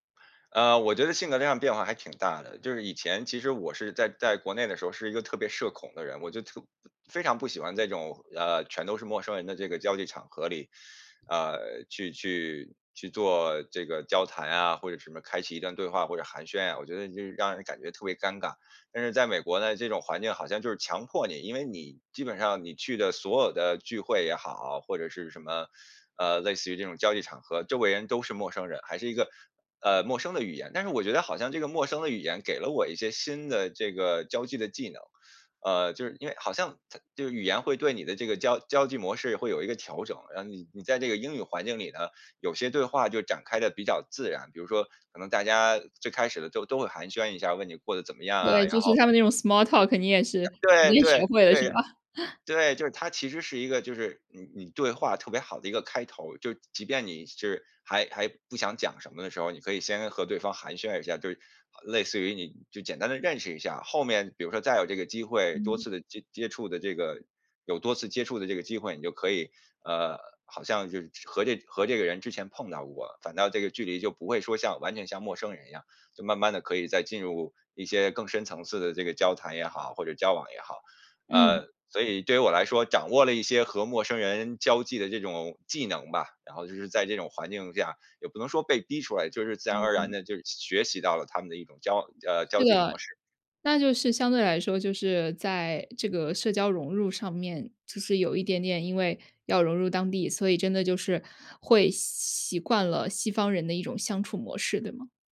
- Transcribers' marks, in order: in English: "small talk"; other background noise; laugh
- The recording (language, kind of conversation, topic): Chinese, podcast, 移民后你最难适应的是什么？